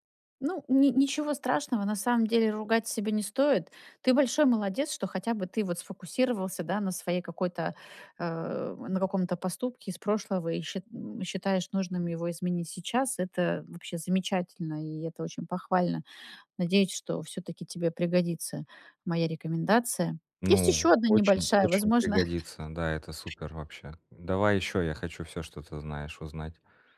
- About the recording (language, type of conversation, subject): Russian, advice, Как мне быть более поддерживающим другом в кризисной ситуации и оставаться эмоционально доступным?
- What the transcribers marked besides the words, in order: tapping; laugh